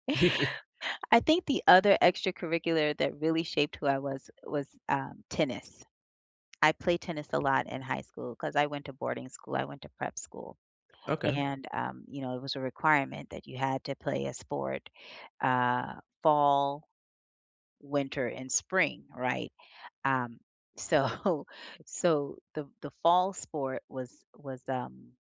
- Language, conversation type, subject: English, unstructured, Which extracurricular activity shaped who you are today, and how did it influence you?
- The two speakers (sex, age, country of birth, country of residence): female, 40-44, United States, United States; male, 20-24, United States, United States
- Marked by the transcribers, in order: chuckle; laughing while speaking: "so"